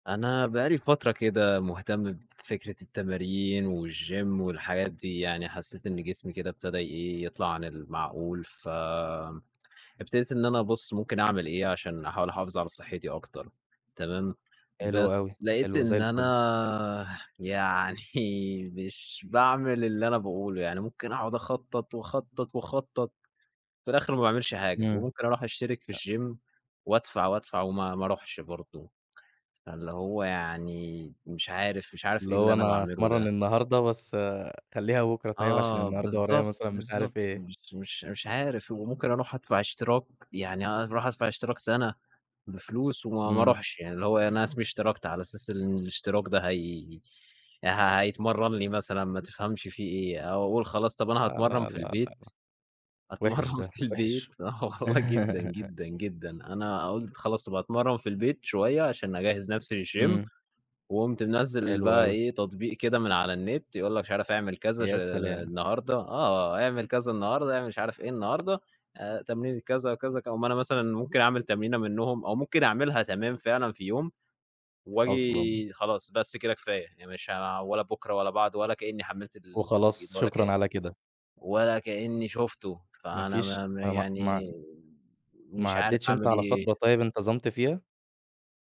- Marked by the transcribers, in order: other background noise; in English: "والGYM"; chuckle; laughing while speaking: "يعني"; in English: "الGYM"; tsk; tapping; laughing while speaking: "أتمرّن في البيت آه والله"; giggle; in English: "للGYM"; unintelligible speech
- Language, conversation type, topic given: Arabic, advice, إزاي أبطّل أسوّف كل يوم وألتزم بتمارين رياضية يوميًا؟